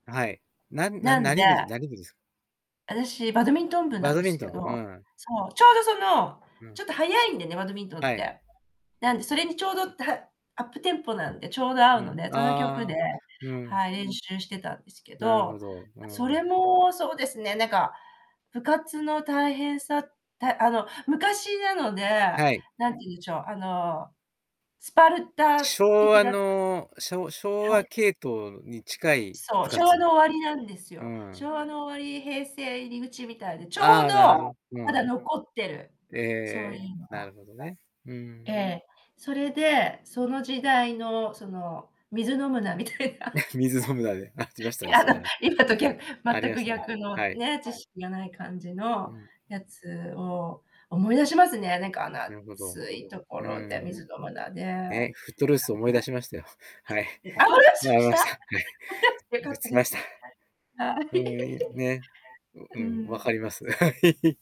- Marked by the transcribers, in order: background speech; other background noise; static; laugh; laughing while speaking: "みたいな"; laugh; chuckle; distorted speech; unintelligible speech; laugh; laughing while speaking: "はい"
- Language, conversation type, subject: Japanese, podcast, あなたの人生のテーマ曲を一曲選ぶとしたら、どの曲ですか？